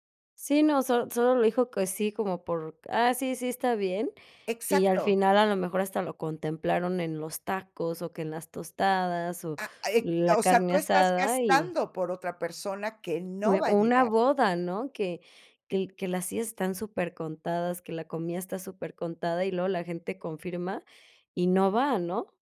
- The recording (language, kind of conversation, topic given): Spanish, podcast, ¿Cómo decides cuándo decir no a tareas extra?
- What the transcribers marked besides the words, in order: none